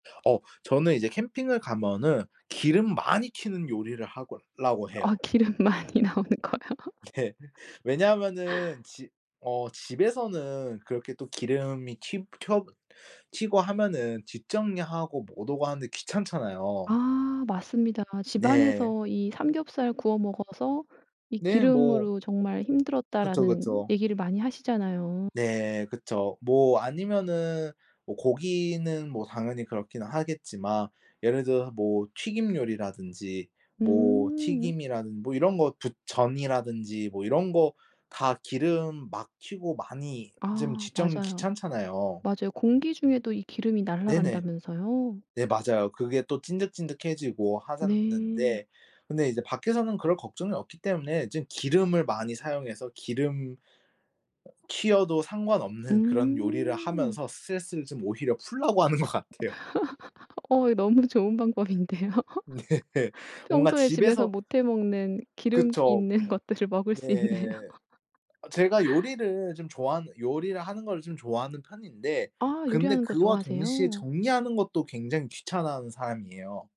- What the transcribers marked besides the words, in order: tapping; laughing while speaking: "기름 많이 나오는 거요"; laughing while speaking: "예"; laugh; other background noise; laughing while speaking: "하는 것"; laugh; laughing while speaking: "좋은 방법인데요"; laugh; laughing while speaking: "네"; laughing while speaking: "것들을 먹을 수 있네요"; laugh
- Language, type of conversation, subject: Korean, podcast, 스트레스를 풀 때 보통 무엇을 하시나요?